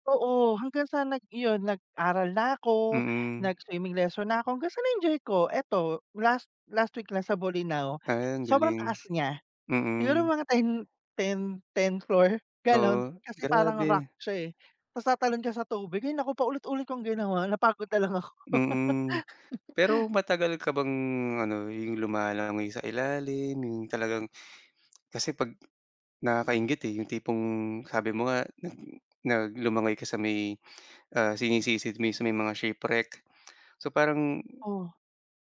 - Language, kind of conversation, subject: Filipino, unstructured, Ano ang paborito mong libangan tuwing bakasyon?
- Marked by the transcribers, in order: laugh; lip smack; in English: "shipwreck"